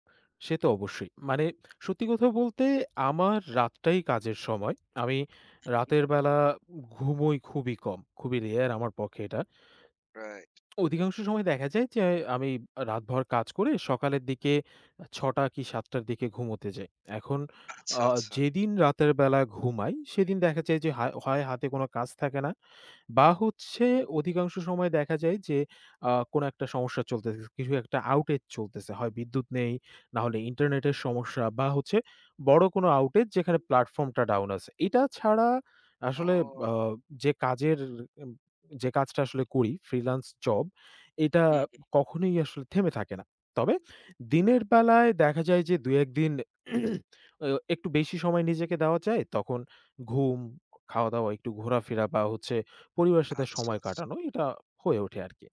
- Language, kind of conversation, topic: Bengali, podcast, কাজ ও ব্যক্তিগত জীবনের ভারসাম্য বজায় রাখতে আপনি কী করেন?
- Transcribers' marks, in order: lip smack; unintelligible speech; lip smack; tapping; throat clearing